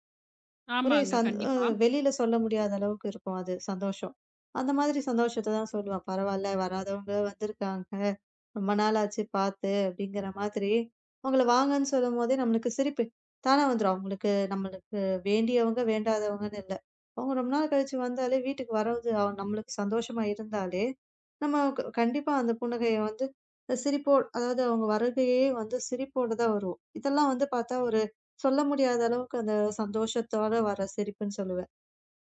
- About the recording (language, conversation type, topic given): Tamil, podcast, சிரித்துக்கொண்டிருக்கும் போது அந்தச் சிரிப்பு உண்மையானதா இல்லையா என்பதை நீங்கள் எப்படி அறிகிறீர்கள்?
- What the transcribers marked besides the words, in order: drawn out: "வருகிறதே"